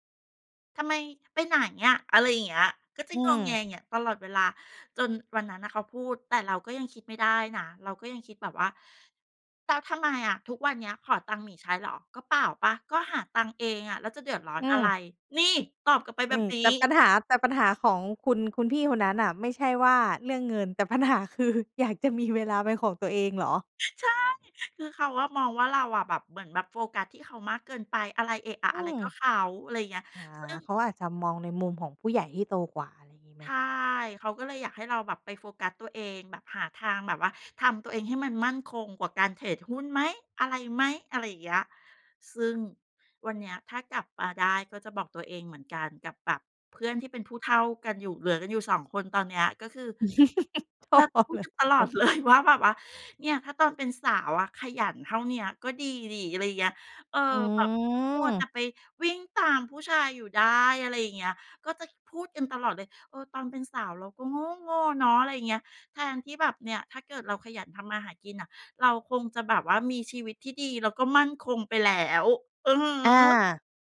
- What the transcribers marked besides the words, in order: other background noise; chuckle; laughing while speaking: "โถ เหลือ สอง คน"; laughing while speaking: "เลย"; drawn out: "อืม"
- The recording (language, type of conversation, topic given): Thai, podcast, ถ้าคุณกลับเวลาได้ คุณอยากบอกอะไรกับตัวเองในตอนนั้น?